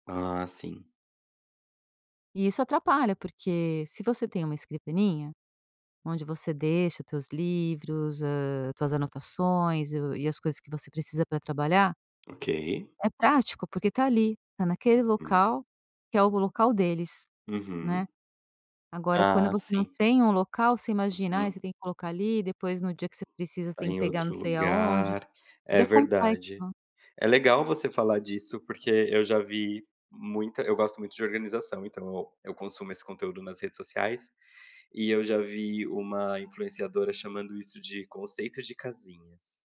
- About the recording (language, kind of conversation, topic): Portuguese, podcast, Como costuma preparar o ambiente antes de começar uma atividade?
- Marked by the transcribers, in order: tapping; other background noise